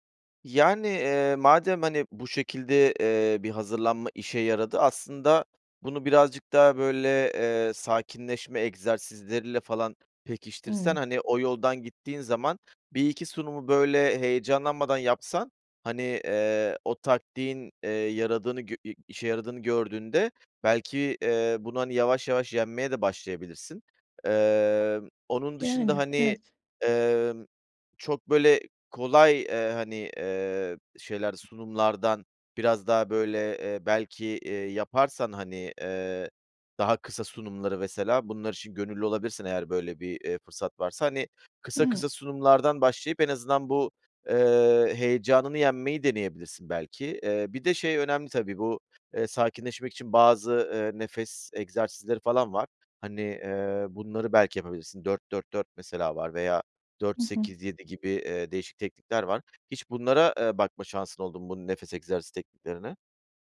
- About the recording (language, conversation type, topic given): Turkish, advice, Topluluk önünde konuşma kaygınızı nasıl yönetiyorsunuz?
- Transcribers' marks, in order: other background noise; tapping